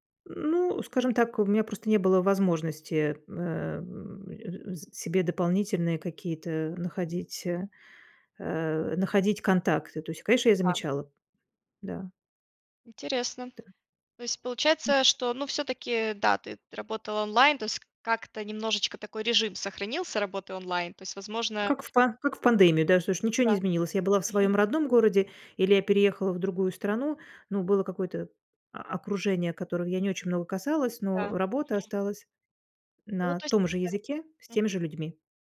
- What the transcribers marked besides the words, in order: other background noise
- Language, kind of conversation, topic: Russian, podcast, Как бороться с одиночеством в большом городе?